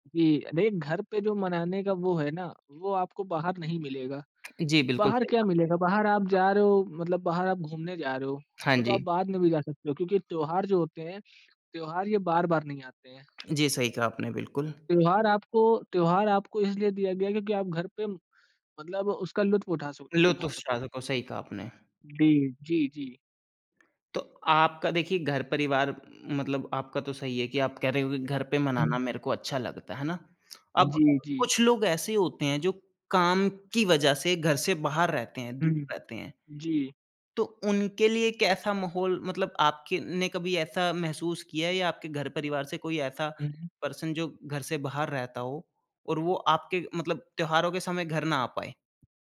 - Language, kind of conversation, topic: Hindi, podcast, आपके परिवार में त्योहार मनाने का तरीका दूसरों से कैसे अलग है?
- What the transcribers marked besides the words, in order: tapping; lip smack; in English: "पर्सन"